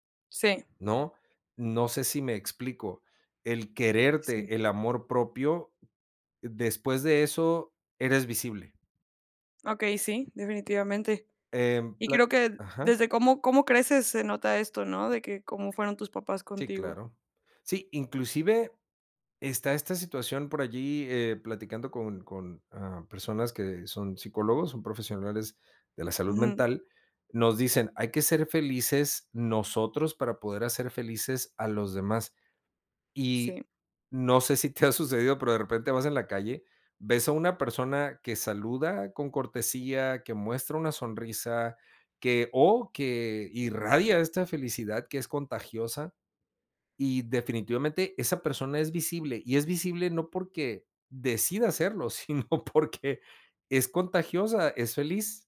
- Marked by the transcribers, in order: laughing while speaking: "nuevas generaciones"
- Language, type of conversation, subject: Spanish, podcast, ¿Por qué crees que la visibilidad es importante?